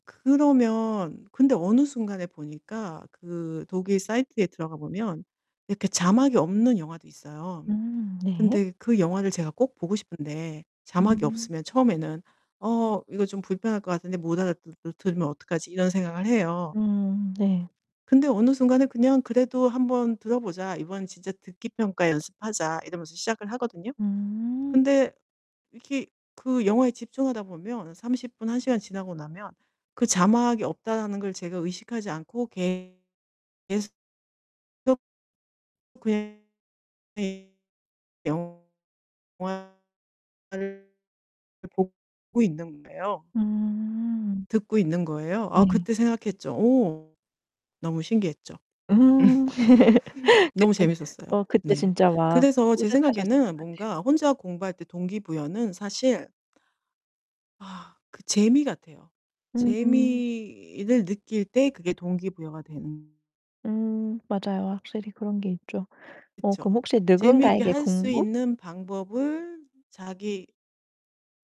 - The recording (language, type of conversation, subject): Korean, podcast, 혼자 공부할 때 동기부여를 어떻게 유지했나요?
- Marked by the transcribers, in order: tapping; other background noise; distorted speech; unintelligible speech; laugh